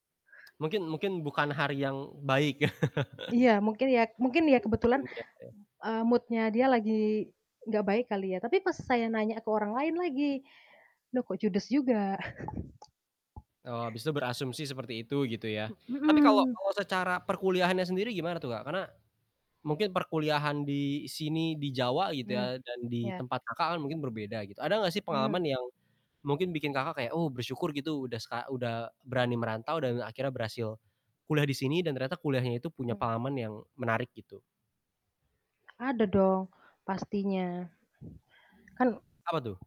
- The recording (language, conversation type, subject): Indonesian, podcast, Pengalaman apa yang paling membuatmu bersyukur?
- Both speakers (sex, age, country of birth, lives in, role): female, 25-29, Indonesia, Indonesia, guest; male, 20-24, Indonesia, Indonesia, host
- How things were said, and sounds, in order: tapping; laugh; distorted speech; in English: "mood-nya"; chuckle; other background noise